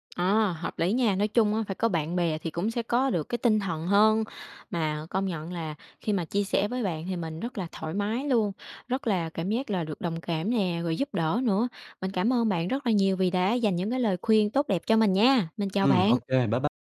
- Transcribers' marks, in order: tapping
- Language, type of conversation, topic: Vietnamese, advice, Làm sao vượt qua nỗi sợ bị phán xét khi muốn thử điều mới?